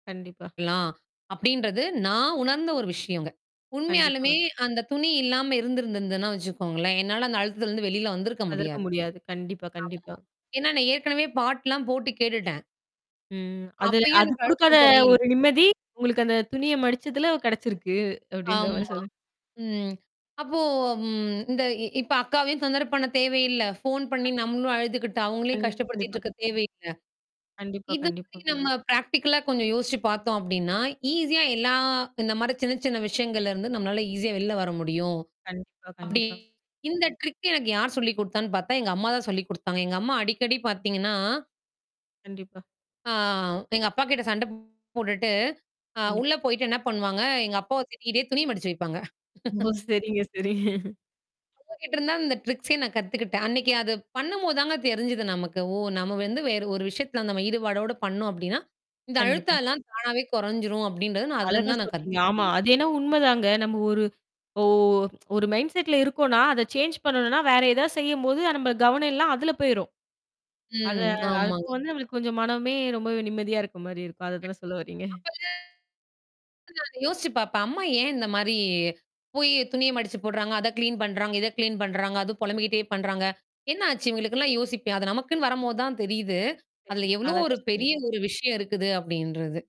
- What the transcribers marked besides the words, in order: distorted speech; laughing while speaking: "அப்படின்ற மாரி சொல்றீ"; tapping; drawn out: "அப்போ"; in English: "பிராக்டிகலா"; drawn out: "எல்லா"; in English: "ட்ரிக்கு"; drawn out: "ஆ"; laughing while speaking: "ரொம்போ சரிங்க சரிங்க"; laugh; in English: "ட்ரிக்ஸயே"; in English: "மைண்ட் செட்ல"; in English: "சேஞ்ச்"; drawn out: "அத"; laughing while speaking: "சொல்ல வர்றீங்க?"; unintelligible speech
- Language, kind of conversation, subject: Tamil, podcast, அழுத்தம் வந்தால் அதை நீங்கள் பொதுவாக எப்படி சமாளிப்பீர்கள்?